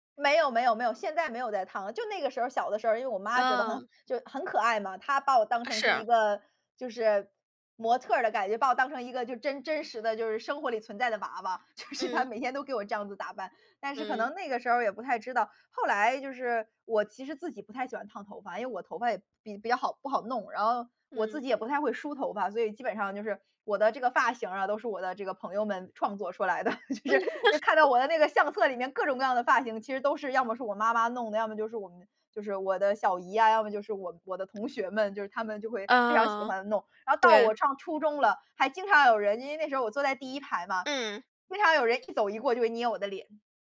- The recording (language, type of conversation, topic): Chinese, podcast, 你曾因外表被误解吗？
- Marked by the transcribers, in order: laughing while speaking: "就是"; laugh; laughing while speaking: "就是"; other background noise